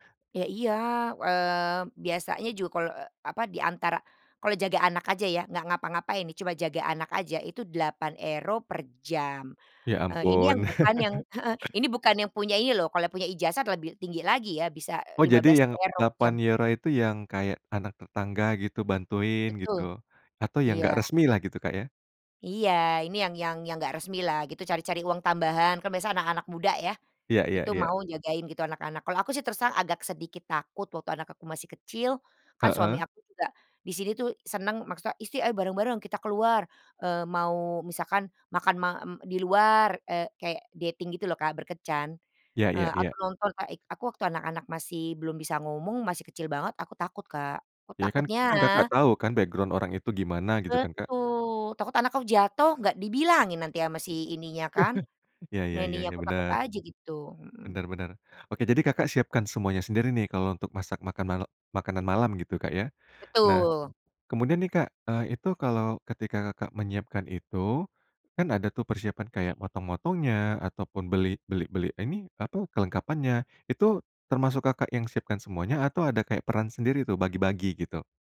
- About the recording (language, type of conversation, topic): Indonesian, podcast, Bagaimana tradisi makan bersama keluarga di rumahmu?
- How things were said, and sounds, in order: chuckle; other background noise; in English: "dating"; unintelligible speech; in English: "background"; chuckle; in English: "nanny"